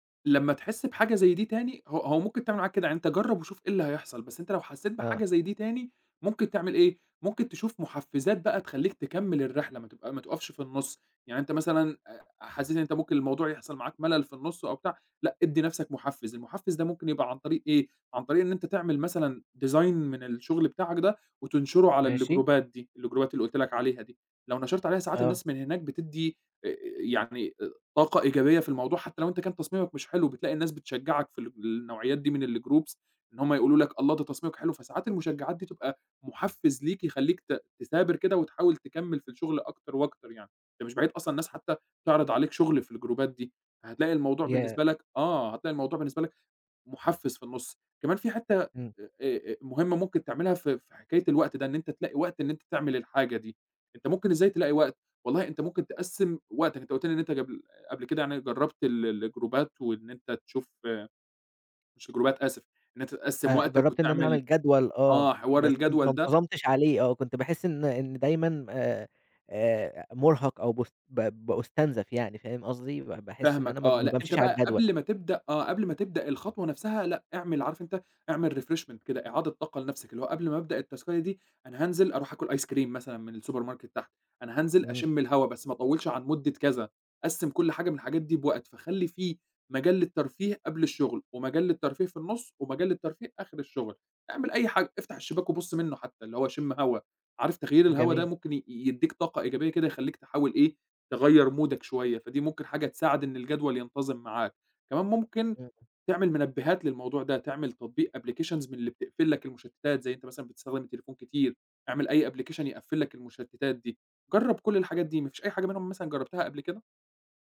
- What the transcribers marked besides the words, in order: other background noise; in English: "design"; in English: "الجروبات"; in English: "الجروبات"; in English: "الgroups"; in English: "الجروبات"; in English: "الجروبات"; in English: "الجروبات"; in English: "refreshment"; in English: "التاسكاية"; in English: "أيس كِريم"; in English: "الsupermarket"; in English: "مُودك"; in English: "applications"; in English: "application"
- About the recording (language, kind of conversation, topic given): Arabic, advice, إزاي أتعامل مع إحساسي بالذنب عشان مش بخصص وقت كفاية للشغل اللي محتاج تركيز؟